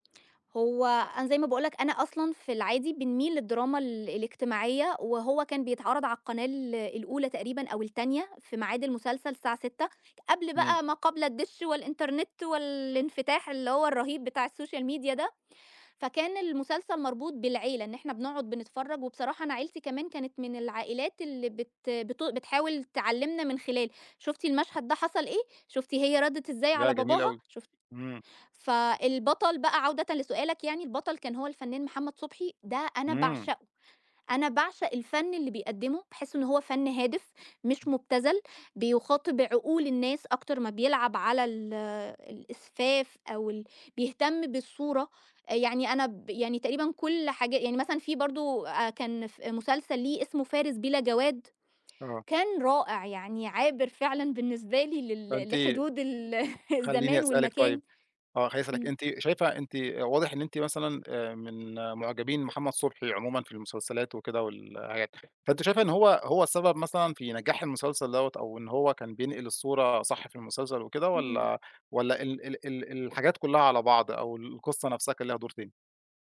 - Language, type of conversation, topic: Arabic, podcast, إيه فيلم أو مسلسل حسّيت إنه عبّر عن ثقافتك بجد وبشكل مظبوط؟
- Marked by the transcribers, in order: in English: "السوشيال ميديا"; tapping; laughing while speaking: "ال"